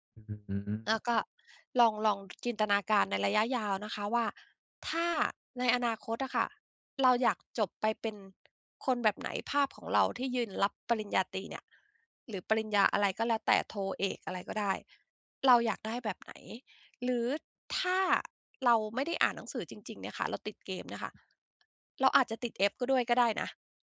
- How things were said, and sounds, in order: other background noise
- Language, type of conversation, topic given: Thai, advice, ฉันจะหยุดทำพฤติกรรมเดิมที่ไม่ดีต่อฉันได้อย่างไร?